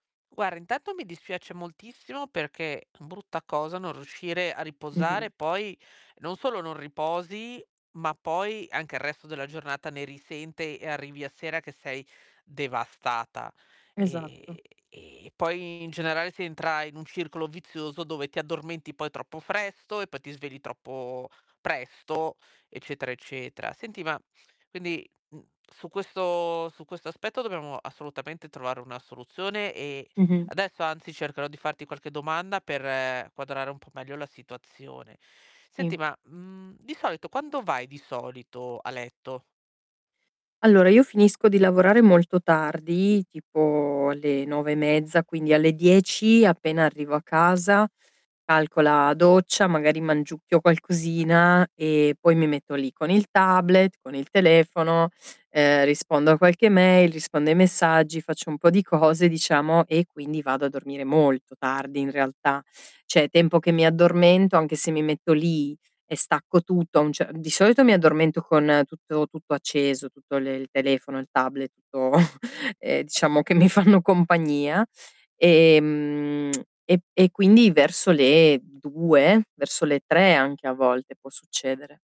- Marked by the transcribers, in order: static; distorted speech; "presto" said as "fresto"; stressed: "molto"; "Cioè" said as "ceh"; chuckle; laughing while speaking: "fanno"
- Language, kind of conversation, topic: Italian, advice, Come posso calmare i pensieri e l’ansia la sera?